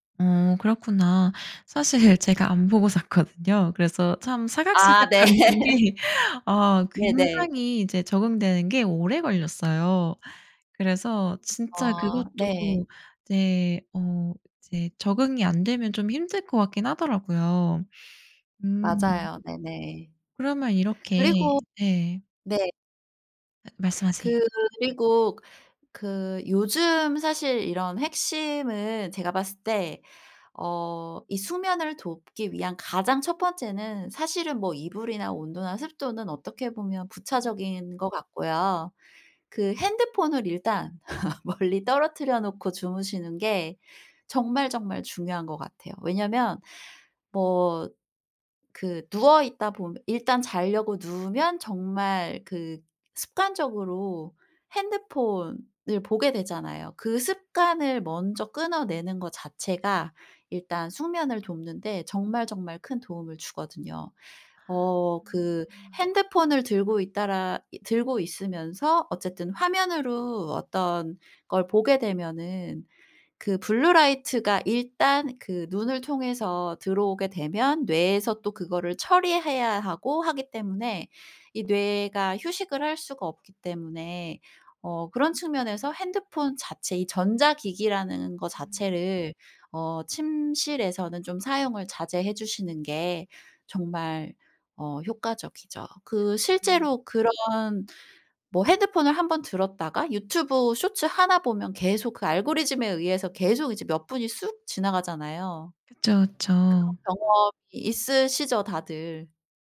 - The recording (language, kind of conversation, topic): Korean, podcast, 숙면을 돕는 침실 환경의 핵심은 무엇인가요?
- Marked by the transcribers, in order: laughing while speaking: "사실 제가 안 보고 샀거든요"; laughing while speaking: "네"; laugh; laughing while speaking: "사각사각거리는 게"; laugh; other background noise; laugh; laughing while speaking: "멀리"